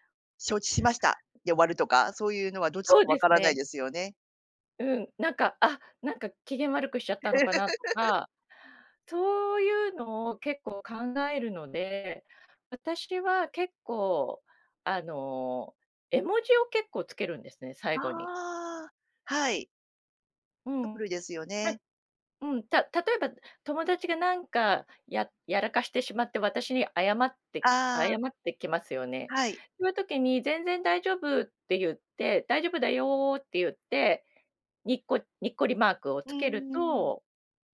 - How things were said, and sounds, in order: other background noise; laugh; unintelligible speech
- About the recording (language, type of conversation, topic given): Japanese, podcast, SNSでの言葉づかいには普段どのくらい気をつけていますか？